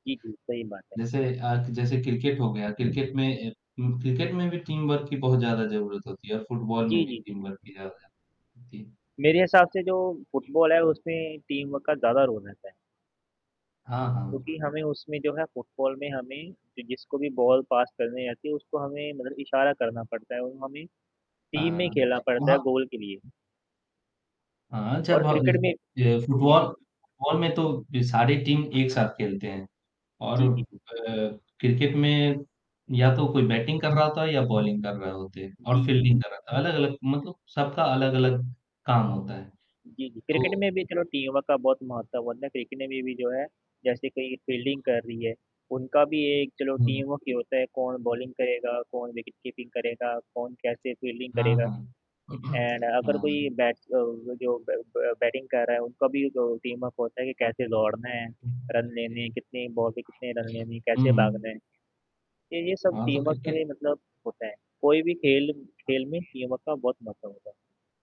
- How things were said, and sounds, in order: static; in English: "टीम वर्क"; in English: "टीम वर्क"; distorted speech; in English: "टीम वर्क"; in English: "रोल"; tapping; in English: "बॉल पास"; in English: "टीम"; in English: "टीम"; in English: "बैटिंग"; in English: "बॉलिंग"; in English: "टीम वर्क"; other noise; in English: "फ़ील्डिंग"; in English: "टीम वर्क"; in English: "बॉलिंग"; throat clearing; in English: "एंड"; in English: "बैट्स"; in English: "ब ब बैटिंग"; in English: "टीम-अप"; in English: "रन"; in English: "बॉल"; in English: "टीम वर्क"; in English: "टीम वर्क"
- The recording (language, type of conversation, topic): Hindi, unstructured, क्या आपको क्रिकेट खेलना ज्यादा पसंद है या फुटबॉल?